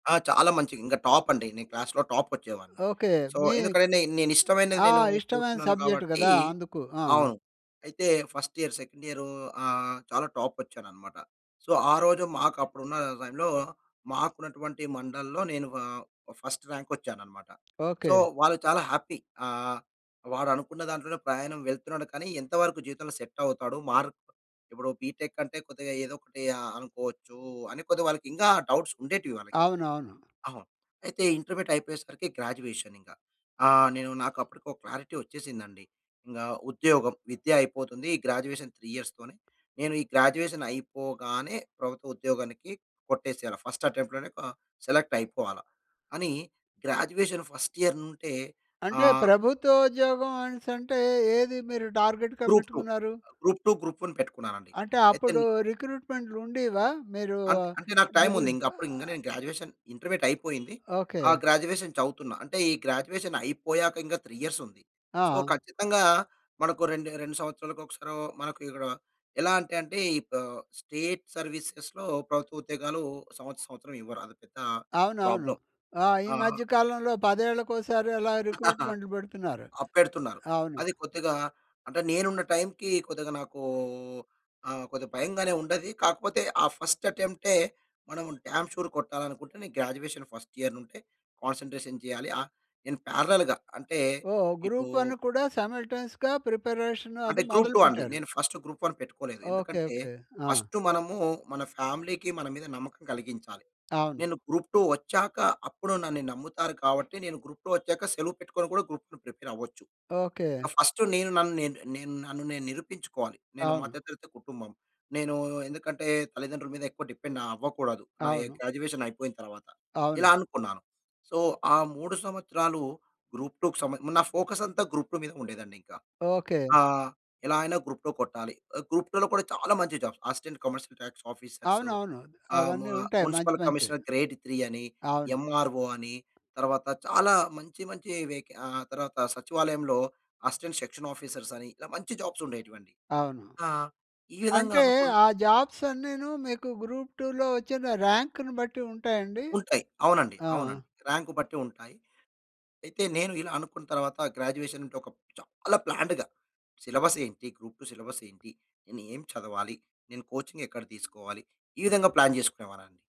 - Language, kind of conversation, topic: Telugu, podcast, విద్యా మరియు ఉద్యోగ నిర్ణయాల గురించి మీరు ఇతరులతో ఎలాంటి విధంగా చర్చిస్తారు?
- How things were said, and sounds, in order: in English: "టాప్"; in English: "క్లాస్‌లో"; other background noise; in English: "సో"; in English: "ఫస్ట్ ఇయర్, సెకండ్"; in English: "సో"; in English: "మండల్‌లో"; in English: "ఫస్ట్ ర్యాంక్"; in English: "సో"; tapping; in English: "హ్యాపీ"; in English: "సెట్"; in English: "మార్క్"; in English: "బీటెక్"; in English: "డౌట్స్"; in English: "ఇంటర్మీడియేట్"; in English: "గ్రాడ్యుయేషన్"; in English: "క్లారిటీ"; in English: "గ్రాడ్యుయేషన్ త్రీ ఇయర్స్‌తోనే"; in English: "గ్రాడ్యుయేషన్"; in English: "ఫస్ట్ అటెంప్ట్‌లోనే"; in English: "సెలెక్ట్"; in English: "గ్రాడ్యుయేషన్ ఫస్ట్ ఇయర్"; in English: "టార్గెట్‌గా"; other noise; in English: "గ్రాడ్యుయేషన్ ఇంటర్మీడియేట్"; in English: "గ్రాడ్యుయేషన్"; in English: "గ్రాడ్యుయేషన్"; in English: "త్రీ ఇయర్స్"; in English: "సో"; in English: "స్టేట్ సర్వీసెస్‌లో"; in English: "ప్రాబ్లమ్"; chuckle; in English: "ఫస్ట్"; in English: "డామ్ షూర్"; in English: "గ్రాడ్యుయేషన్ ఫస్ట్ ఇయర్"; in English: "కాన్సంట్రేషన్"; in English: "పేరలెల్‌గా"; in English: "సైమల్టేన్స‌గా ప్రిపరేషన్"; in English: "ఫ్యామిలీకి"; in English: "ప్రిపేర్"; in English: "డిపెండ్"; in English: "గ్రాడ్యుయేషన్"; in English: "సో"; in English: "ఫోకస్"; in English: "గ్రూప్ టూ"; in English: "జాబ్స్, అసిస్టెంట్ కమర్షియల్ టాక్స్"; in English: "ము మ్యునిసిపల్ కమిషనర్ గ్రేడ్ త్రీ"; in English: "ఎమ్‌ఆర్‌ఓ"; in English: "అసిస్టెంట్ సెక్షన్ ఆఫీసర్స్"; in English: "జాబ్స్"; in English: "జాబ్స్"; in English: "గ్రూప్ టూ‌లో"; in English: "రాంక్‌ని"; in English: "రాంక్"; in English: "గ్రాడ్యుయేషన్"; in English: "ప్లాన్డ్‌గా సిలబస్"; in English: "గ్రూప్ టూ సిలబస్"; in English: "కోచింగ్"; in English: "ప్లాన్"